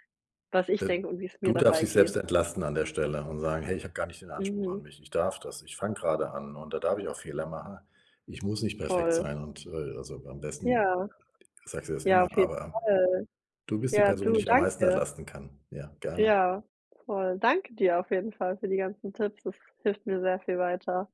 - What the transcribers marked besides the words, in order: none
- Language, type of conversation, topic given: German, advice, Wie kann ich die Angst vor dem Scheitern beim Anfangen überwinden?